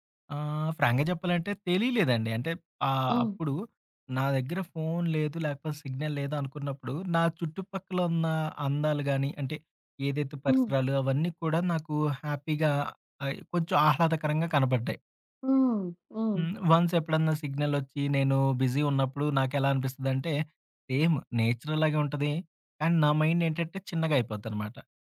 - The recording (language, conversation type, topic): Telugu, podcast, ఆన్‌లైన్, ఆఫ్‌లైన్ మధ్య సమతుల్యం సాధించడానికి సులభ మార్గాలు ఏవిటి?
- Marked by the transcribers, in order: in English: "ఫ్రాంక్‌గా"; in English: "సిగ్నల్"; in English: "హ్యాపీగా"; in English: "వన్స్"; in English: "బిజీ"; in English: "సేమ్ నేచర్"; in English: "మైండ్"